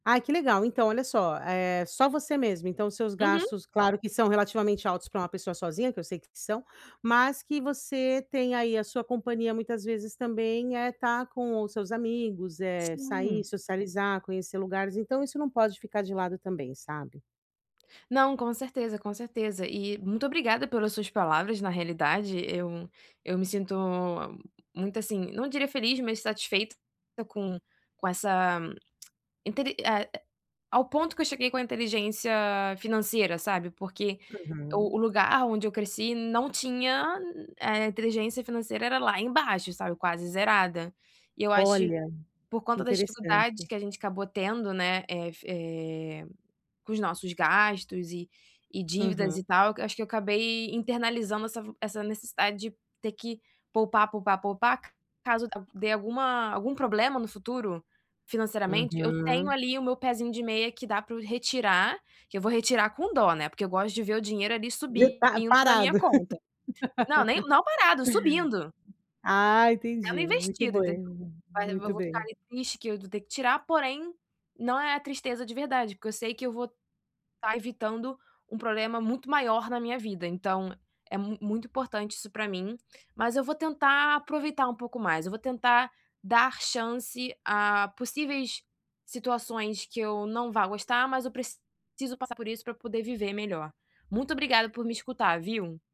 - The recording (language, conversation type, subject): Portuguese, advice, Como posso equilibrar meus gastos e poupar todo mês?
- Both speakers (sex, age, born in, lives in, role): female, 25-29, Brazil, France, user; female, 40-44, Brazil, United States, advisor
- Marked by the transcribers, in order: tapping; tongue click; laugh